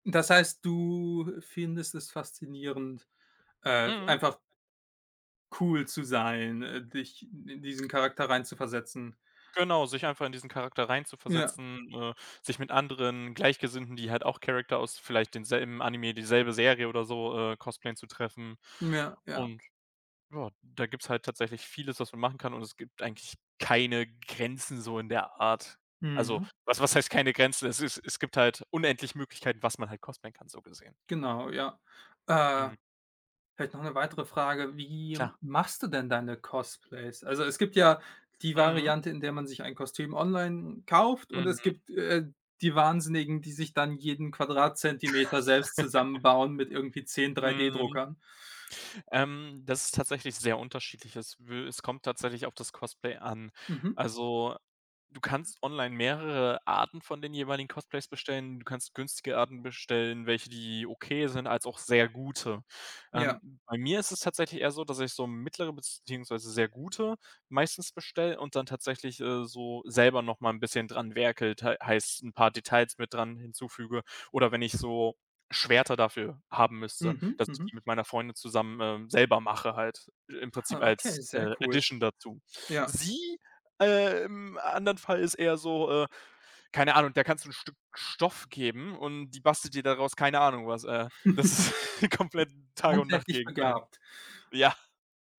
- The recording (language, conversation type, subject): German, unstructured, Wie bist du zu deinem Lieblingshobby gekommen?
- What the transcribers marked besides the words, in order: drawn out: "du"; other background noise; put-on voice: "Character"; stressed: "keine"; chuckle; put-on voice: "Edition"; stressed: "Sie"; chuckle; laughing while speaking: "das ist"